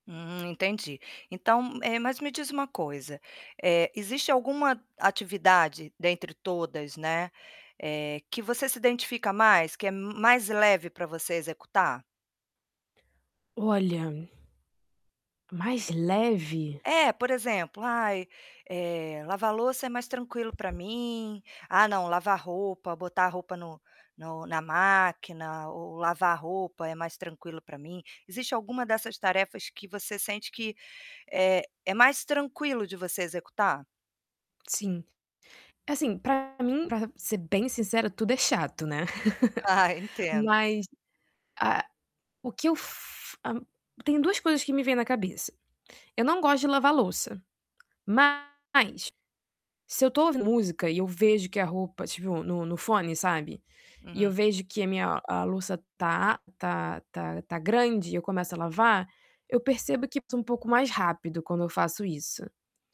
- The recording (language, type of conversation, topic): Portuguese, advice, Como posso organizar o ambiente de casa para conseguir aproveitar melhor meus momentos de lazer?
- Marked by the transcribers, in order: tapping; distorted speech; chuckle; laughing while speaking: "Ah"